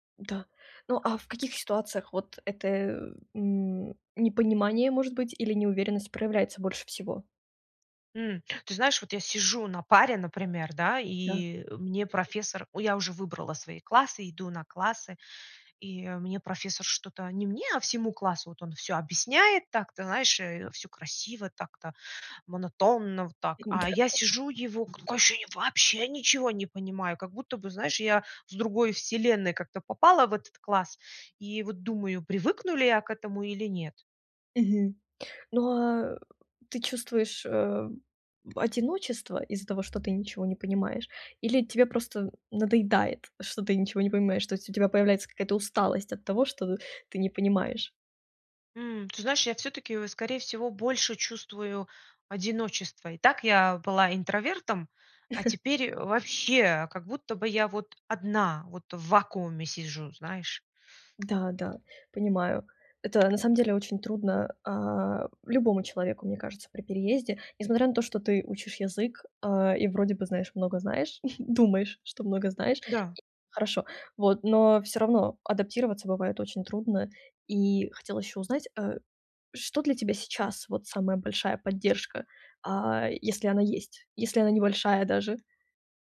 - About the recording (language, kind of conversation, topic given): Russian, advice, Как быстрее привыкнуть к новым нормам поведения после переезда в другую страну?
- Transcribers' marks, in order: tapping; other background noise; afraid: "вообще ничего не понимаю!"; chuckle; chuckle